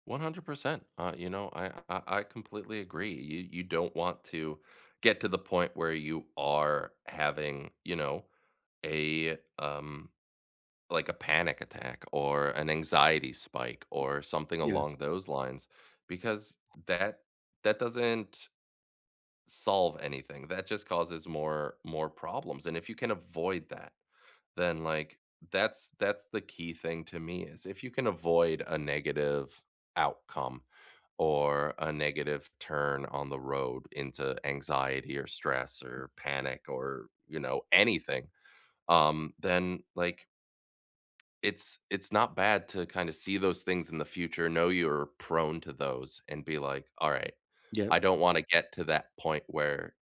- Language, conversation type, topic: English, unstructured, How do you ask for help when you need it?
- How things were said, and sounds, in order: other background noise; tapping